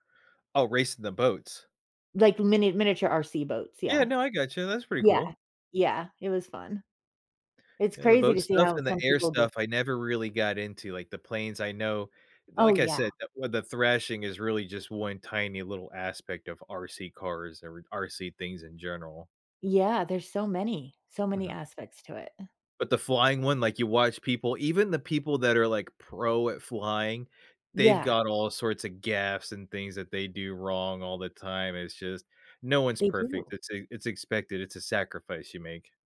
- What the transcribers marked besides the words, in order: other background noise
- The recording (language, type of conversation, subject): English, unstructured, What keeps me laughing instead of quitting when a hobby goes wrong?